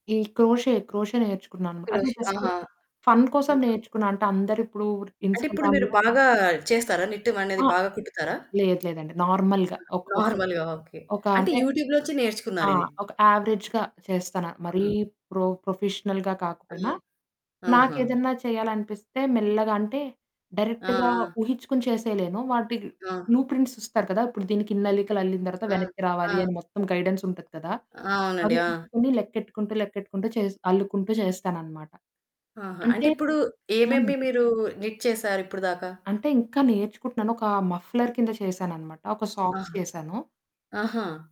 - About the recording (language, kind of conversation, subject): Telugu, podcast, బడ్జెట్ కష్టాలున్నా మీ హాబీని కొనసాగించడానికి మీరు పాటించే చిట్కాలు ఏవి?
- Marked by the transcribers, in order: in English: "క్రోచెట్, క్రోచెట్"; in English: "క్రోచెట్"; in English: "జస్ట్ ఫన్"; distorted speech; in English: "ఇన్‌స్టాగ్రామ్‌లో"; static; in English: "నార్మల్‌గా"; other background noise; in English: "నార్మల్‌గా"; in English: "యూట్యూబ్‌లో"; in English: "యావరేజ్‌గా"; in English: "ప్రొ ప్రొఫెషనల్‌గా"; in English: "డైరెక్ట్‌గా"; in English: "బ్లూ ప్రింట్స్"; in English: "గైడెన్స్"; in English: "నిట్"; in English: "మఫ్లర్"; in English: "సాక్స్"